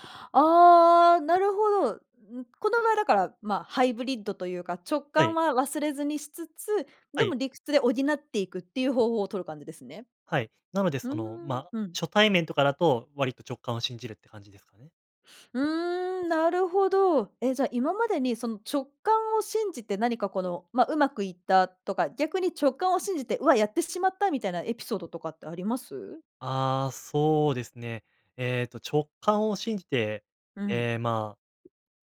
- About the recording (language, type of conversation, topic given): Japanese, podcast, 直感と理屈、どちらを信じますか？
- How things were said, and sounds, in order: joyful: "ああ、なるほど"